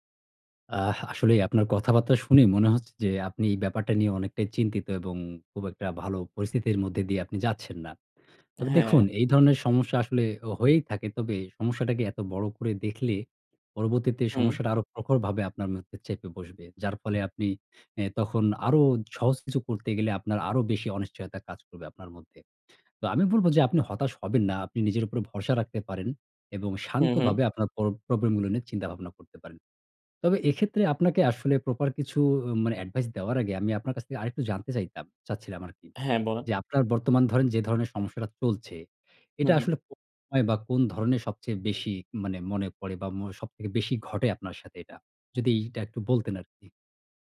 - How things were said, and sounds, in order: other background noise; tapping
- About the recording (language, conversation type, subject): Bengali, advice, অনিশ্চয়তা হলে কাজে হাত কাঁপে, শুরু করতে পারি না—আমি কী করব?